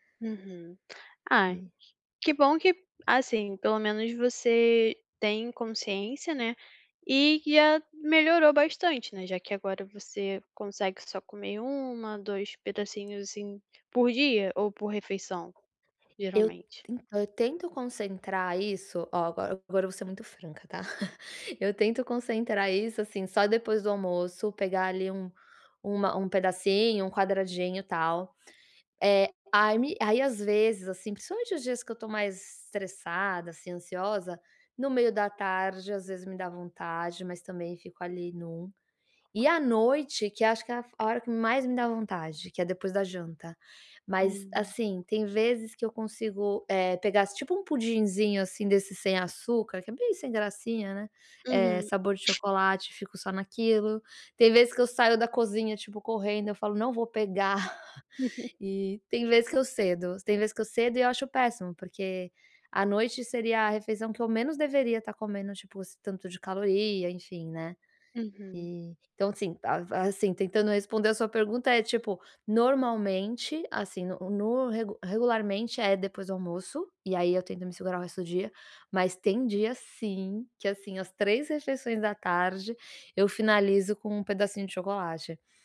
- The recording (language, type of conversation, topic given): Portuguese, advice, Como posso controlar os desejos por alimentos industrializados no dia a dia?
- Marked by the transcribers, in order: other background noise; tapping; chuckle; laughing while speaking: "pegar"; chuckle